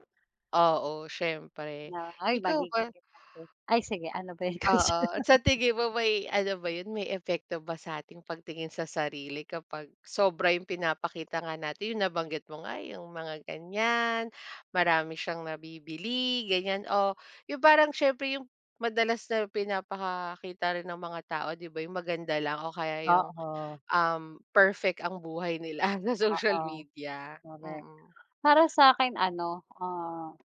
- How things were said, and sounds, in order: laughing while speaking: "natin?"
- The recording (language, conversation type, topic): Filipino, unstructured, Ano ang palagay mo sa paraan ng pagpapakita ng sarili sa sosyal na midya?